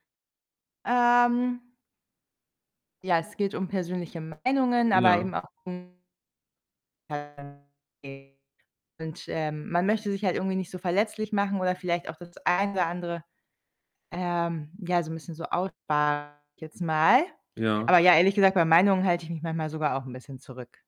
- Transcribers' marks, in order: distorted speech; unintelligible speech
- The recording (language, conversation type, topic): German, advice, Wie zeigt sich deine Angst vor öffentlicher Kritik und Bewertung?